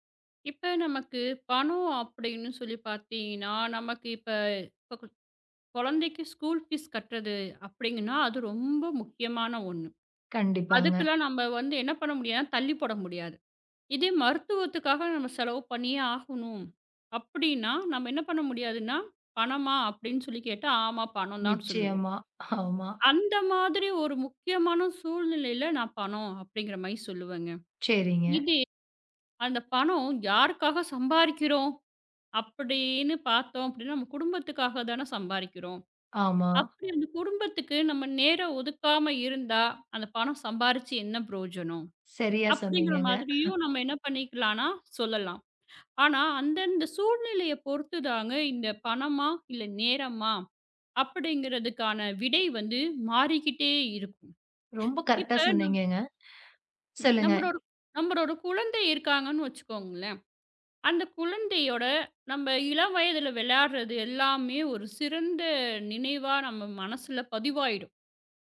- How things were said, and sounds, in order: in English: "ஸ்கூல் ஃபீஸ்"; laughing while speaking: "ஆமா"; drawn out: "அப்பிடின்னு"; chuckle; "நம்மளோட-" said as "நம்மரொரு"; "நம்மளோட" said as "நம்மரொரு"
- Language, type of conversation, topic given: Tamil, podcast, பணம் அல்லது நேரம்—முதலில் எதற்கு முன்னுரிமை கொடுப்பீர்கள்?